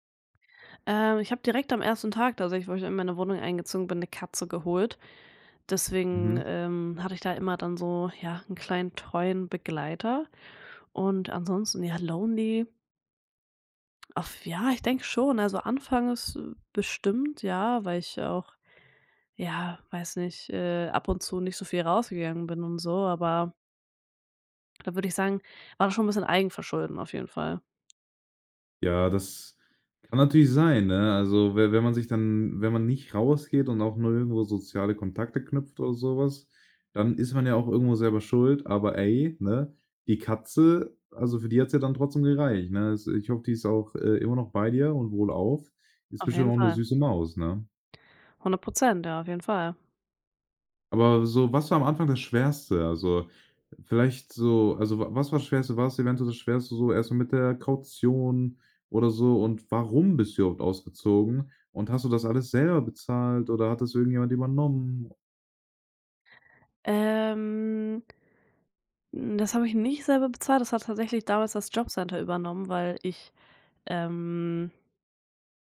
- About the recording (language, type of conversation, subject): German, podcast, Wann hast du zum ersten Mal alleine gewohnt und wie war das?
- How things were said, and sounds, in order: other background noise; in English: "lonely?"; tapping; stressed: "warum"; drawn out: "Ähm"